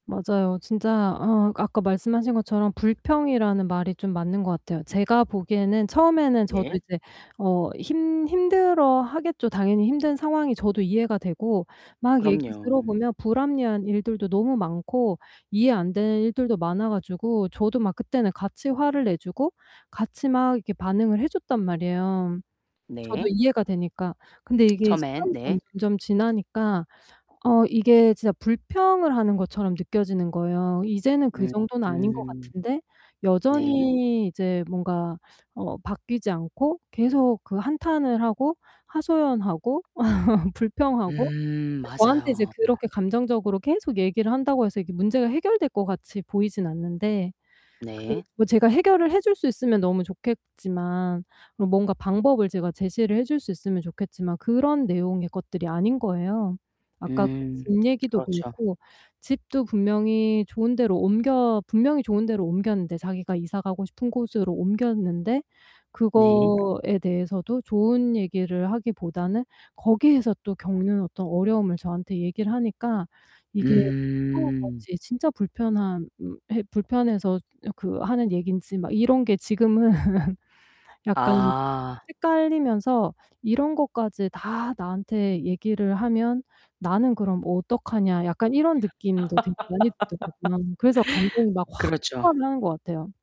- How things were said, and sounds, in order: other background noise; distorted speech; tapping; tsk; laugh; laugh; laugh
- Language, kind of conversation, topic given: Korean, advice, 감정이 벅찰 때 어떻게 침착함을 유지할 수 있나요?